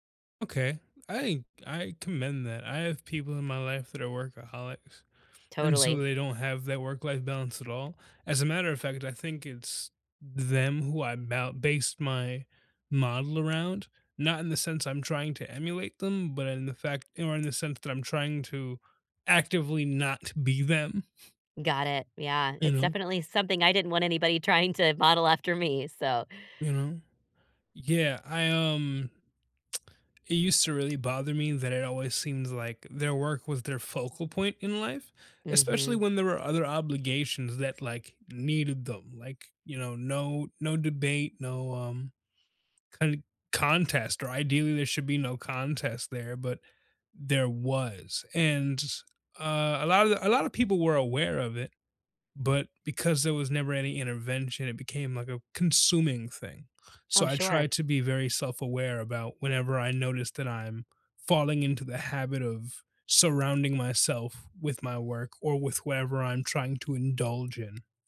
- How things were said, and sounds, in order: tapping; chuckle
- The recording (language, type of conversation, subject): English, unstructured, How can I balance work and personal life?